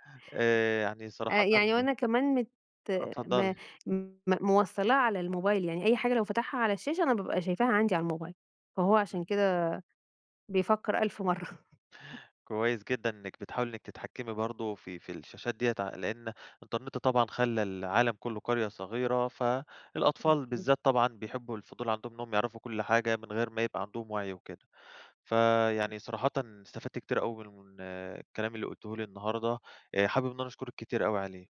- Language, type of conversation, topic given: Arabic, podcast, إيه رأيك في موضوع الأطفال والشاشات في البيت؟
- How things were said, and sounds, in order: laughing while speaking: "مَرّة"; unintelligible speech; tapping